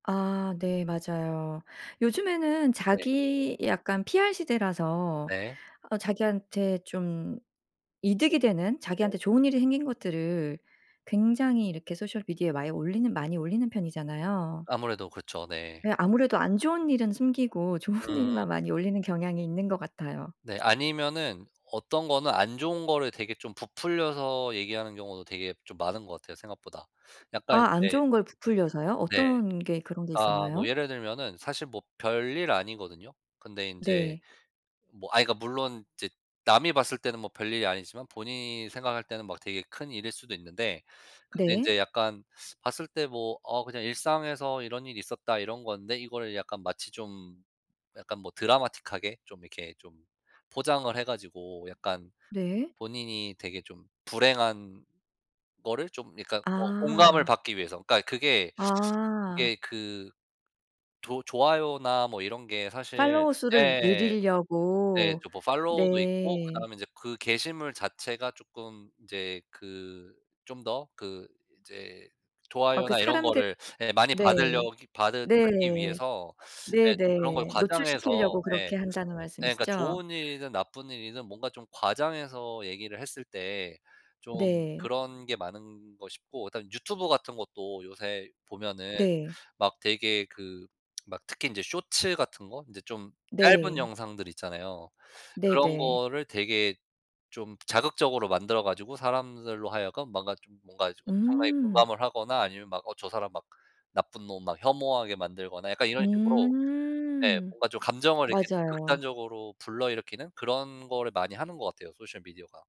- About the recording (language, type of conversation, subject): Korean, podcast, 소셜 미디어가 기분에 어떤 영향을 준다고 느끼시나요?
- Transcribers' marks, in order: other background noise; laughing while speaking: "좋은"; tapping; lip smack